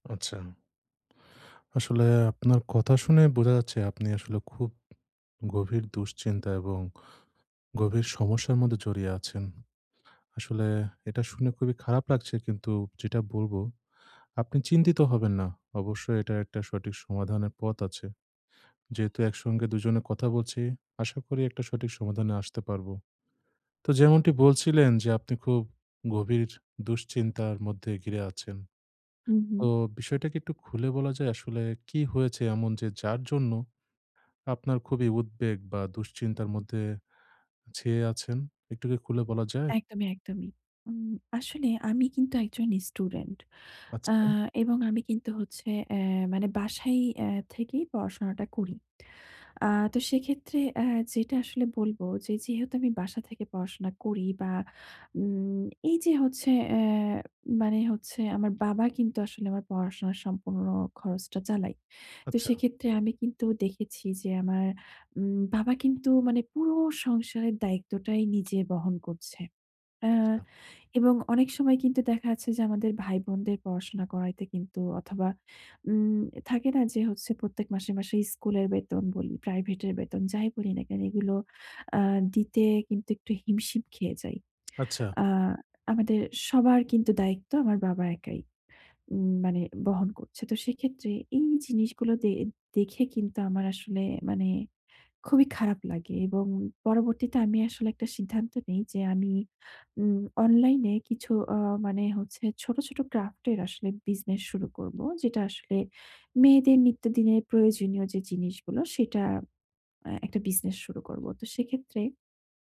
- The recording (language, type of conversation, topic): Bengali, advice, মানসিক নমনীয়তা গড়ে তুলে আমি কীভাবে দ্রুত ও শান্তভাবে পরিবর্তনের সঙ্গে মানিয়ে নিতে পারি?
- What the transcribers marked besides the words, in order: none